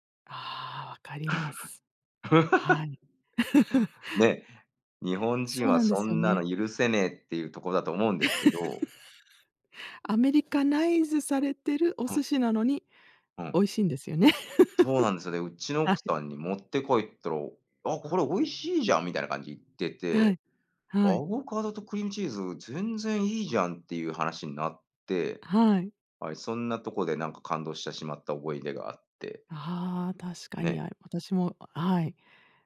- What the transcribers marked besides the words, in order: laugh; laugh; laugh; laugh
- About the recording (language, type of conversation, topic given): Japanese, unstructured, あなたの地域の伝統的な料理は何ですか？